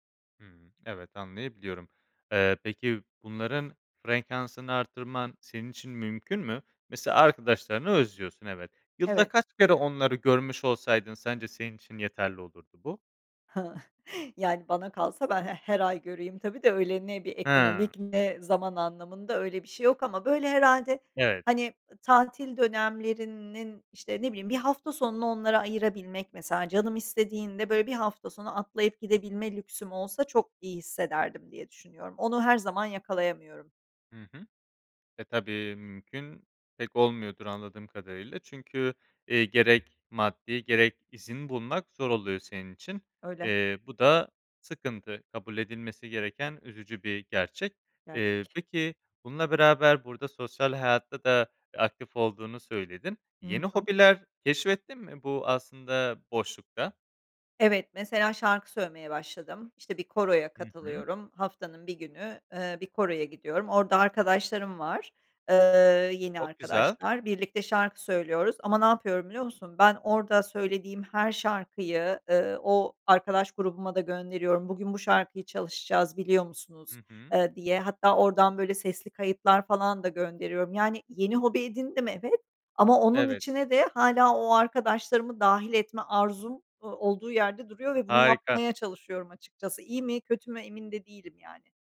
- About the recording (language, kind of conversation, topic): Turkish, advice, Eski arkadaşlarınızı ve ailenizi geride bırakmanın yasını nasıl tutuyorsunuz?
- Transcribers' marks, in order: other background noise; chuckle; tapping